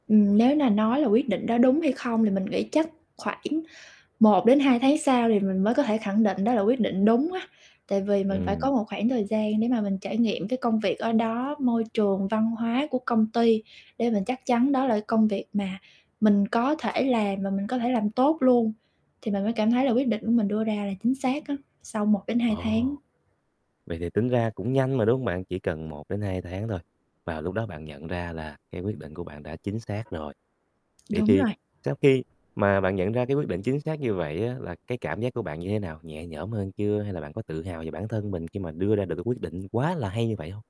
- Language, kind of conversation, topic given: Vietnamese, podcast, Kể về quyết định nghề quan trọng nhất bạn từng đưa ra?
- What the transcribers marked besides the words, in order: tapping; static; other background noise; distorted speech